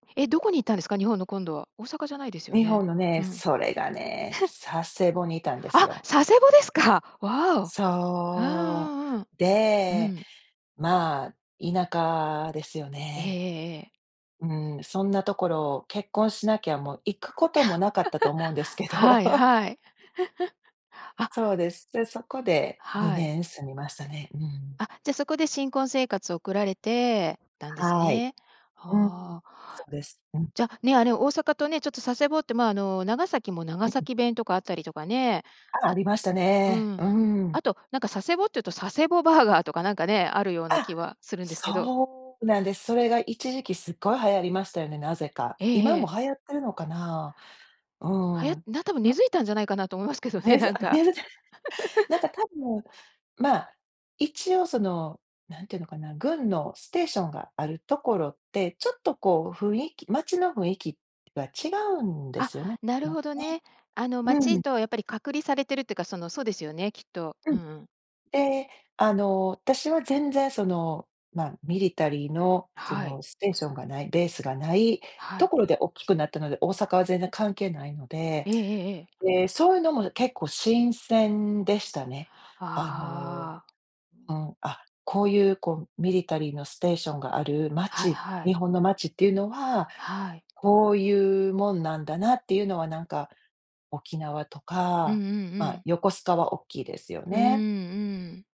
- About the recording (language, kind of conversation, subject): Japanese, podcast, 誰かとの出会いで人生が変わったことはありますか？
- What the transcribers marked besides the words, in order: chuckle; laugh; laughing while speaking: "けど"; laugh; laugh; in English: "ステーション"; in English: "ミリタリー"; other background noise; in English: "ステーション"; in English: "ベース"; in English: "ミリタリー"; in English: "ステーション"